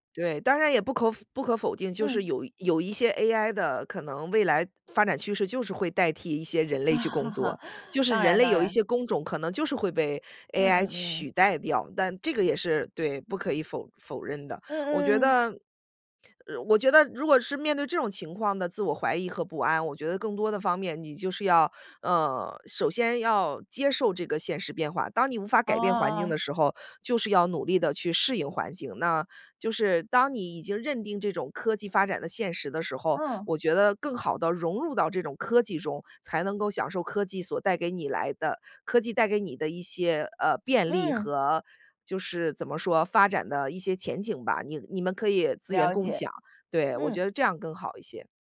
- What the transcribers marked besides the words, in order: laugh
- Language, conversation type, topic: Chinese, podcast, 你如何处理自我怀疑和不安？
- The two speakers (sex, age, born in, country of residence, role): female, 20-24, China, United States, host; female, 40-44, United States, United States, guest